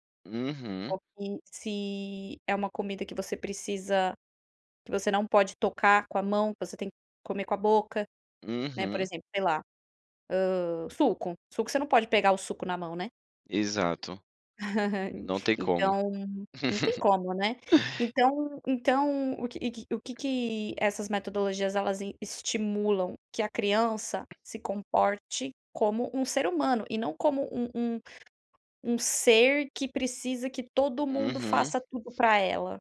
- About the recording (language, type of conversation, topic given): Portuguese, podcast, Como manter a curiosidade ao estudar um assunto chato?
- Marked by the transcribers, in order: chuckle; chuckle; tapping